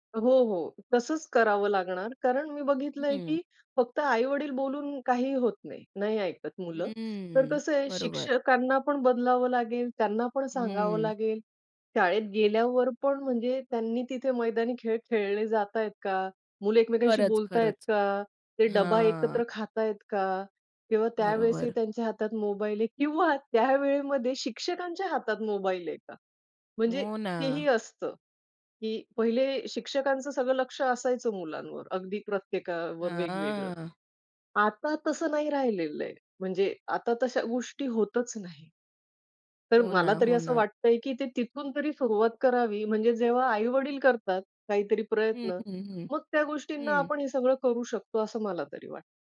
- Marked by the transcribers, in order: drawn out: "हं"; drawn out: "हां"
- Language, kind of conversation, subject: Marathi, podcast, डिजिटल शिक्षणामुळे काय चांगलं आणि वाईट झालं आहे?